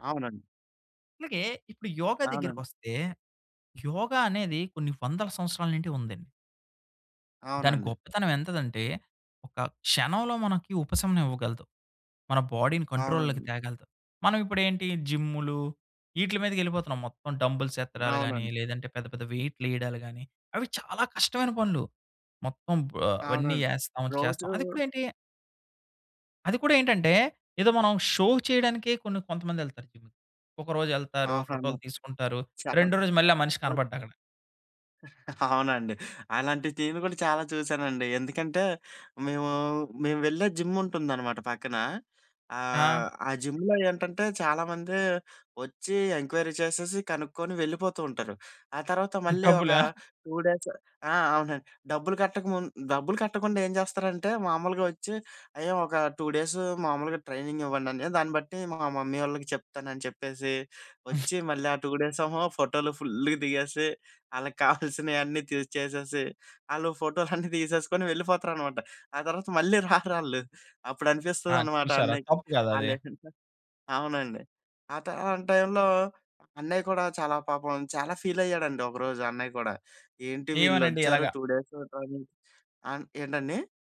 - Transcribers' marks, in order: in English: "బాడీ‌ని కంట్రోల్‌లోకి"; in English: "డంబుల్స్"; in English: "షో"; in English: "జిమ్‌కి"; giggle; in English: "జిమ్"; in English: "జిమ్‌లో"; in English: "ఎంక్వైరీ"; in English: "టూ డేస్"; laughing while speaking: "డబ్బుల?"; in English: "టూ డేస్"; in English: "ట్రైనింగ్"; in English: "మమ్మీ"; other noise; in English: "టూ డేస్"; in English: "ఫుల్‌గా"; in English: "ఫీల్"; in English: "టూ డేస్"
- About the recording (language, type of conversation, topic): Telugu, podcast, యోగా చేసి చూడావా, అది నీకు ఎలా అనిపించింది?